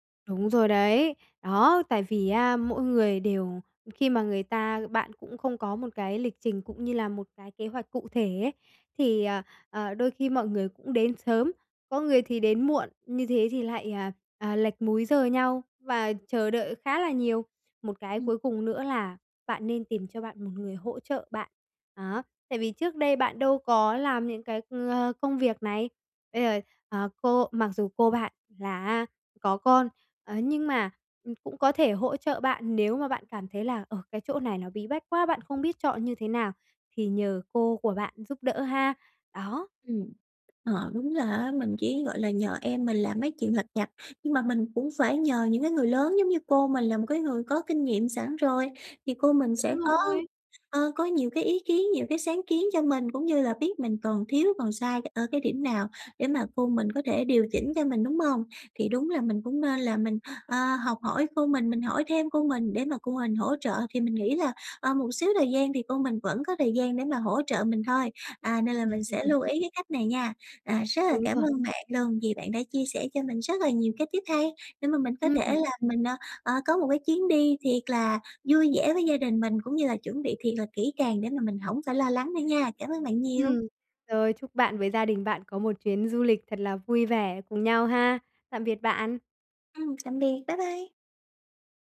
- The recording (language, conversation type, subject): Vietnamese, advice, Làm sao để bớt lo lắng khi đi du lịch xa?
- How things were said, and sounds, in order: tapping; other background noise; laugh; in English: "tip"